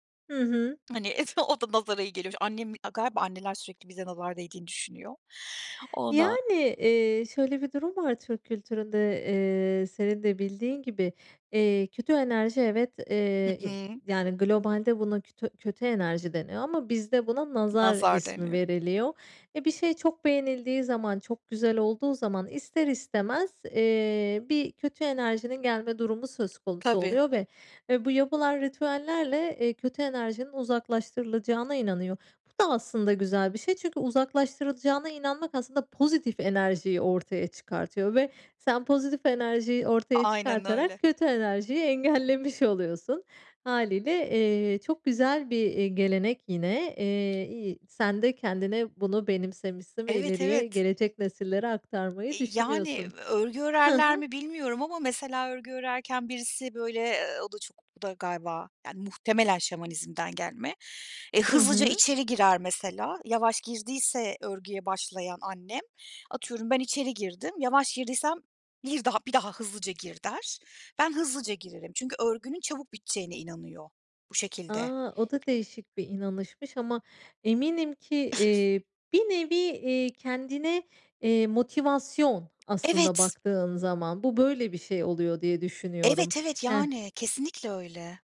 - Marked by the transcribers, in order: laughing while speaking: "Hani"; chuckle; other background noise; tapping; chuckle
- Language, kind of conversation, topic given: Turkish, podcast, Hangi gelenekleri gelecek kuşaklara aktarmak istersin?